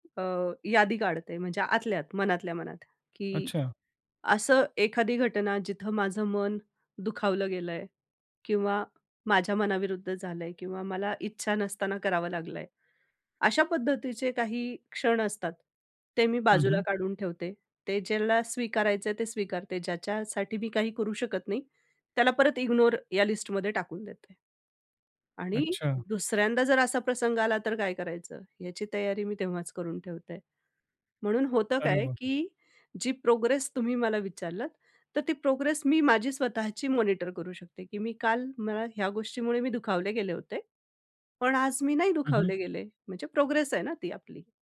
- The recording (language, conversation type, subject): Marathi, podcast, तुम्ही स्वतःची काळजी घेण्यासाठी काय करता?
- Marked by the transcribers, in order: tapping; other background noise